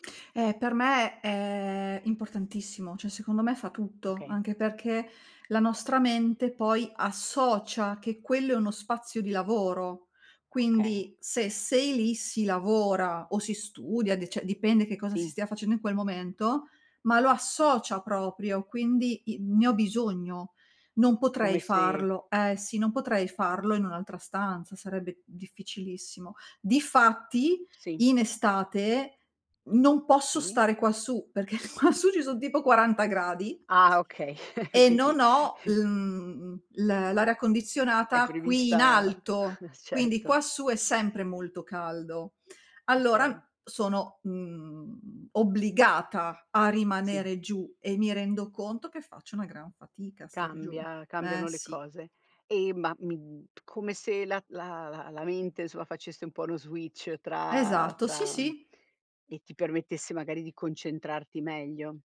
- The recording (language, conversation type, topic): Italian, podcast, Come organizzi gli spazi di casa per lavorare con calma?
- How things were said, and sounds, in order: tapping; "cioè" said as "ceh"; laughing while speaking: "quassù"; chuckle; chuckle; "insomma" said as "nsoa"; in English: "switch"